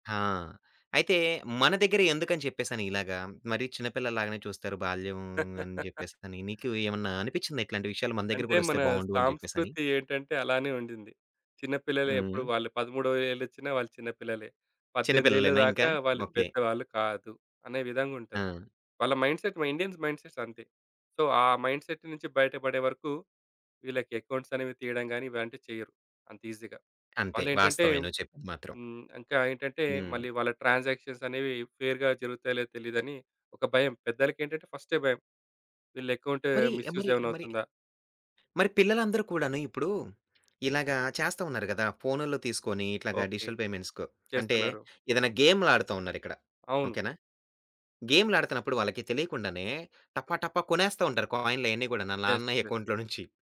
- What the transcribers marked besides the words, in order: chuckle; in English: "మైండ్‌సెట్"; in English: "ఇండియన్స్ మైండ్‌సెట్స్"; in English: "సో"; in English: "మైండ్‌సెట్"; in English: "అకౌంట్స్"; in English: "ఈజీ‌గా"; other background noise; tapping; in English: "ట్రాన్సాక్షన్స్"; in English: "ఫెయిర్‌గా"; in English: "అకౌంట్ మిస్‌యూజ్"; in English: "డిజిటల్"; in English: "యెస్. యెస్"; in English: "అకౌంట్‌లో"
- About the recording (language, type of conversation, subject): Telugu, podcast, డిజిటల్ చెల్లింపులు పూర్తిగా అమలులోకి వస్తే మన జీవితం ఎలా మారుతుందని మీరు భావిస్తున్నారు?